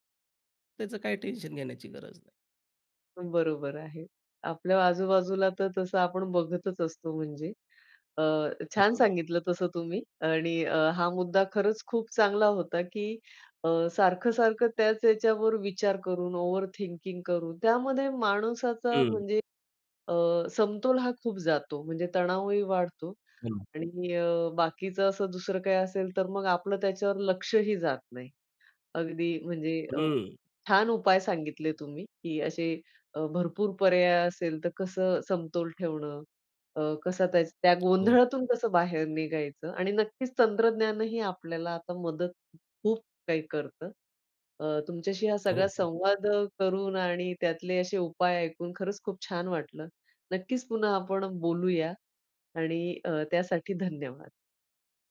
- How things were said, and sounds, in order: in English: "ओव्हर थिंकिंग"; tapping
- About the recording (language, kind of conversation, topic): Marathi, podcast, अनेक पर्यायांमुळे होणारा गोंधळ तुम्ही कसा दूर करता?